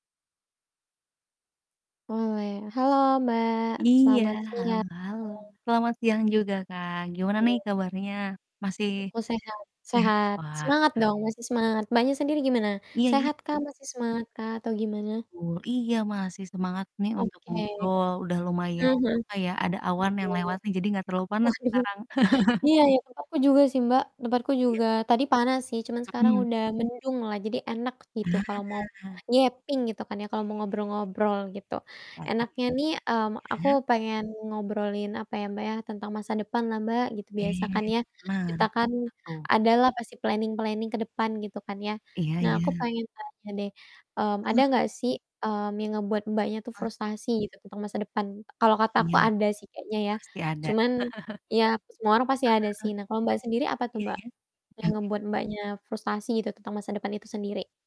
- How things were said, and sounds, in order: static; distorted speech; laughing while speaking: "Oh, iya"; laugh; in English: "yapping"; drawn out: "Nah"; other background noise; in English: "planning-planning"; unintelligible speech; chuckle
- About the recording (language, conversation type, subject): Indonesian, unstructured, Apa yang paling membuatmu frustrasi saat memikirkan masa depan?